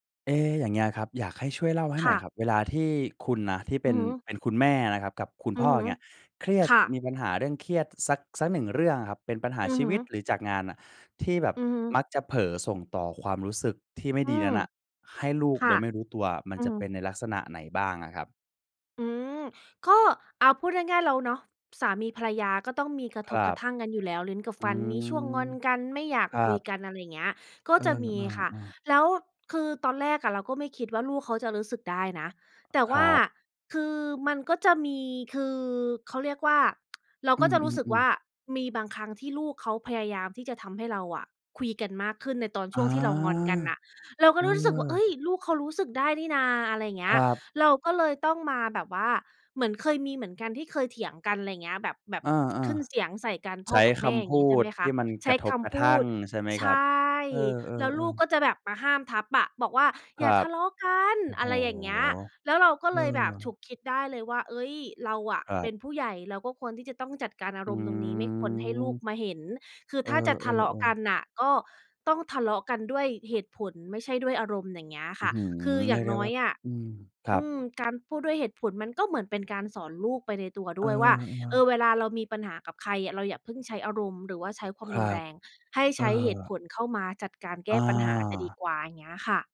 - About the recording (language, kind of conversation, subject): Thai, podcast, จะจัดการความเครียดของพ่อแม่อย่างไรไม่ให้ส่งผลกระทบต่อลูก?
- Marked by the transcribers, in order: other background noise; tapping